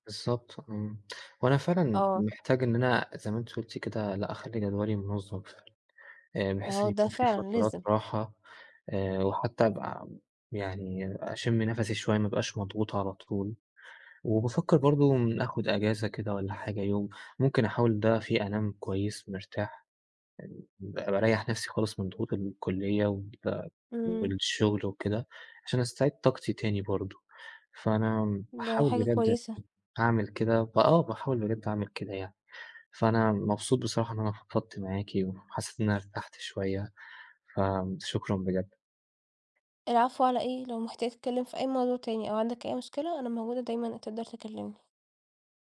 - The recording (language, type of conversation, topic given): Arabic, advice, ازاي أقلل وقت استخدام الشاشات قبل النوم؟
- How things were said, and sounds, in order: none